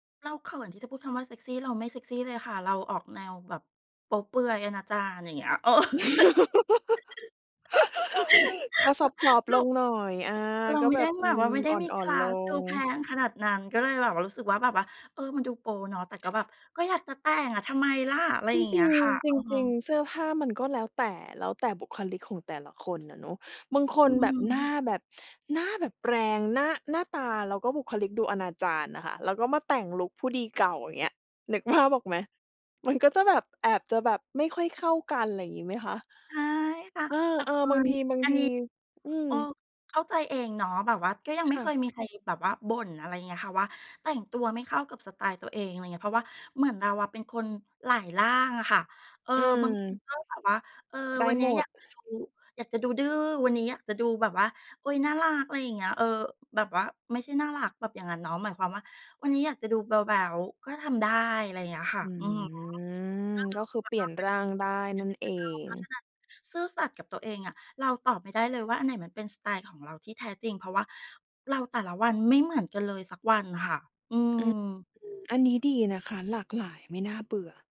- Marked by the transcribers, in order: laugh; laugh; other background noise; tapping; drawn out: "อือ"; unintelligible speech
- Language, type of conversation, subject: Thai, podcast, คุณคิดว่าการแต่งตัวแบบไหนถึงจะดูซื่อสัตย์กับตัวเองมากที่สุด?